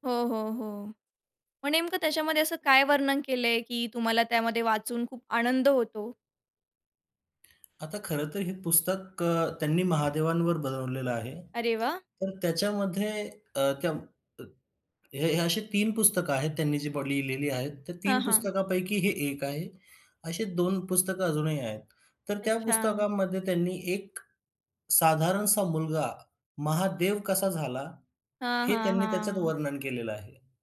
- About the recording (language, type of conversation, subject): Marathi, podcast, पुस्तकं वाचताना तुला काय आनंद येतो?
- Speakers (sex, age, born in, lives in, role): female, 40-44, India, India, host; male, 25-29, India, India, guest
- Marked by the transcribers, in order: other background noise